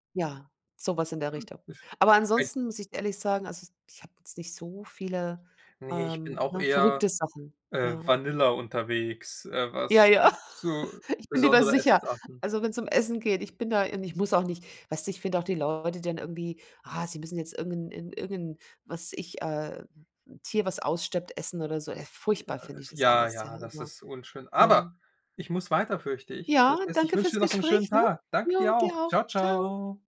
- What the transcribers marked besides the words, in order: other noise; laughing while speaking: "ja"; tapping; stressed: "Aber"; other background noise
- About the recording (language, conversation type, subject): German, unstructured, Was war bisher dein ungewöhnlichstes Esserlebnis?